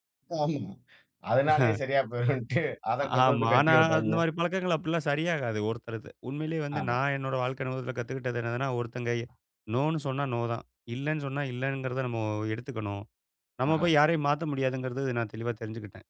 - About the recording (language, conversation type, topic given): Tamil, podcast, திருமணத்தில் குடும்பத்தின் எதிர்பார்ப்புகள் எவ்வளவு பெரியதாக இருக்கின்றன?
- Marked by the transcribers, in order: laughing while speaking: "ஆமா, அதனாலே சரியா போய்ருன்டு அதக் கொண்டு வந்து கட்டி வைப்பாங்க"; chuckle; laughing while speaking: "ஆமா"; other noise